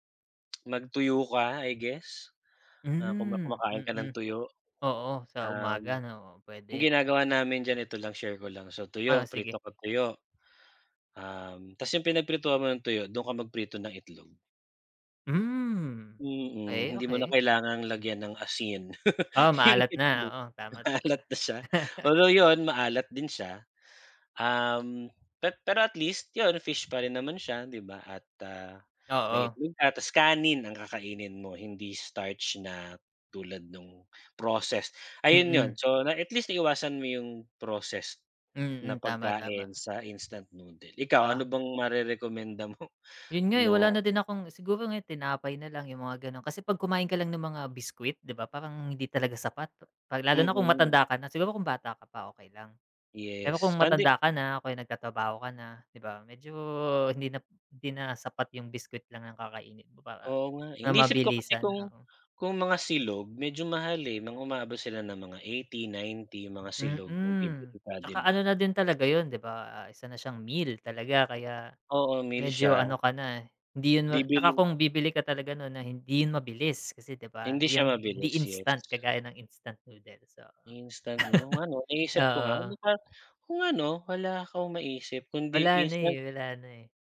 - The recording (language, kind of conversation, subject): Filipino, unstructured, Sa tingin mo ba nakasasama sa kalusugan ang pagkain ng instant noodles araw-araw?
- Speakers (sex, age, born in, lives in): male, 35-39, Philippines, Philippines; male, 40-44, Philippines, Philippines
- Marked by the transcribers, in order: tapping; other background noise; chuckle; laughing while speaking: "'yong itlog maalat"; chuckle; laughing while speaking: "mo"; chuckle